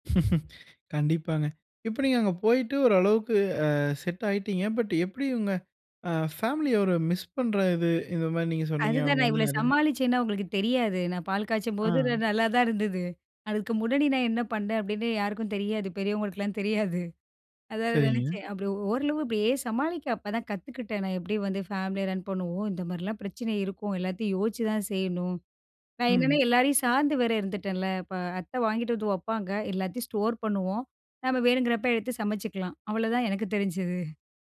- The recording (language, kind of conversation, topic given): Tamil, podcast, பணிக்கு இடம் மாறினால் உங்கள் குடும்ப வாழ்க்கையுடன் சமநிலையை எப்படி காக்கிறீர்கள்?
- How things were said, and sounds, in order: laugh; in English: "பட்"; in English: "ஃபேமிலிய"; laughing while speaking: "தெரியாது"; in English: "ஃபேமிலிய ரன்"; in English: "ஸ்டோர்"